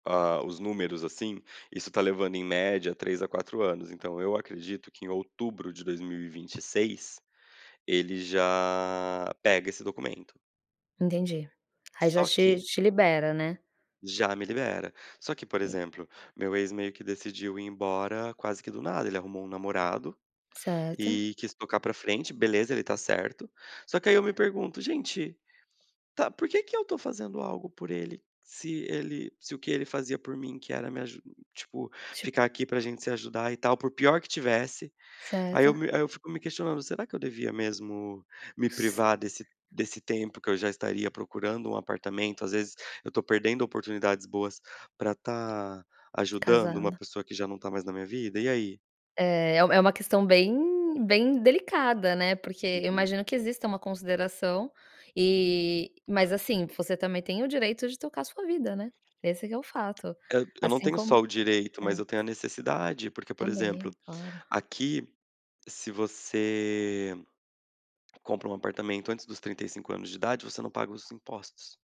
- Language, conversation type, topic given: Portuguese, advice, Como lidar com o perfeccionismo que impede você de terminar projetos?
- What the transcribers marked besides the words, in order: other noise; tapping; other background noise